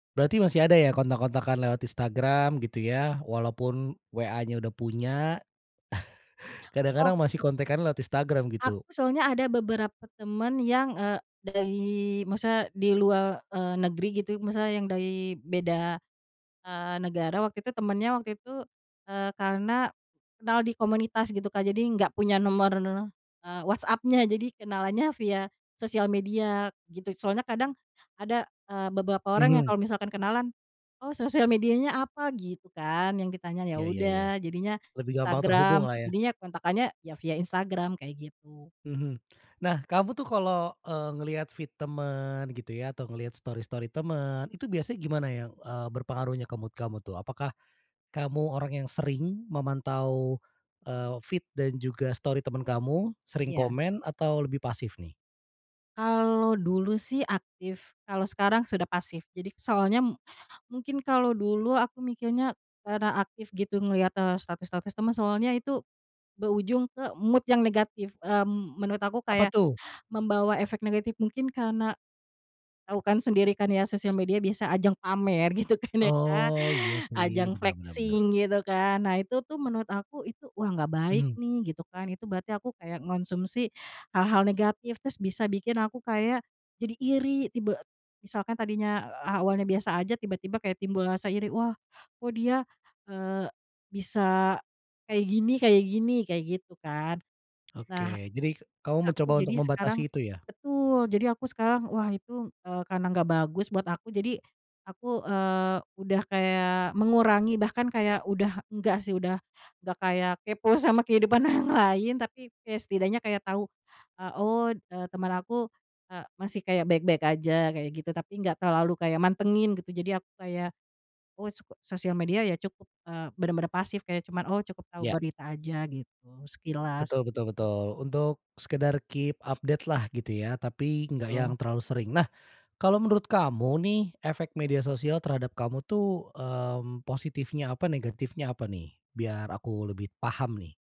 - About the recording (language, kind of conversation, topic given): Indonesian, podcast, Apa pengaruh media sosial terhadap suasana hati kamu biasanya?
- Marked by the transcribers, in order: chuckle; in English: "feed"; in English: "story-story"; in English: "mood"; in English: "feed"; in English: "story"; in English: "mood"; laughing while speaking: "gitu kan ya"; in English: "flexing"; tapping; laughing while speaking: "orang lain"; other background noise; in English: "keep update-lah"